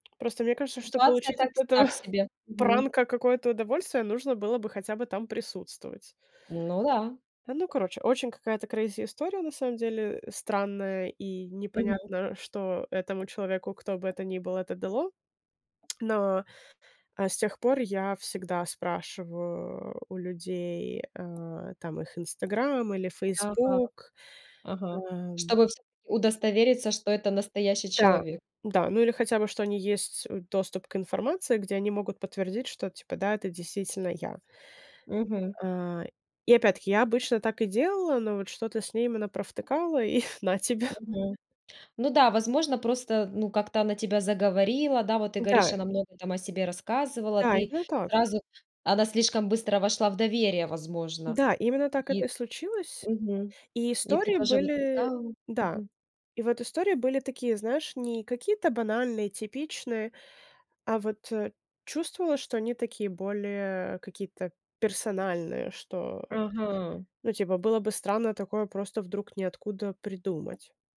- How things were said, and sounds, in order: tapping; stressed: "пранка"; other background noise; laughing while speaking: "на тебе"
- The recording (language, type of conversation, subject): Russian, podcast, Как вы находите новых друзей в большом городе?